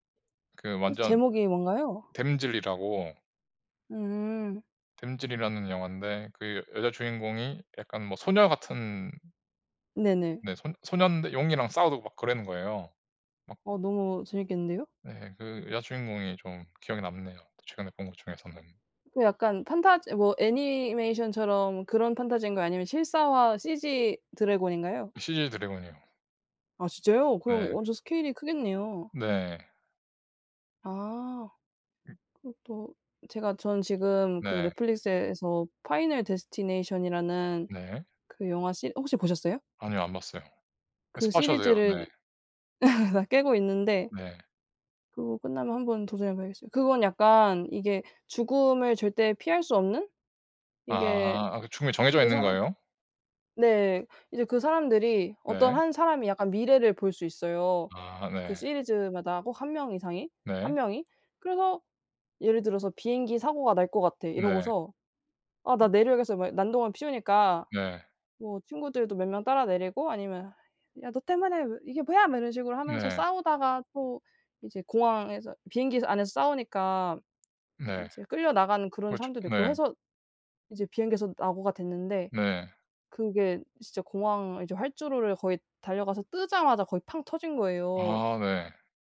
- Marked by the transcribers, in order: other background noise; laugh
- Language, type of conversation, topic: Korean, unstructured, 최근에 본 영화나 드라마 중 추천하고 싶은 작품이 있나요?
- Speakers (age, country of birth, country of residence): 20-24, South Korea, Portugal; 30-34, South Korea, Portugal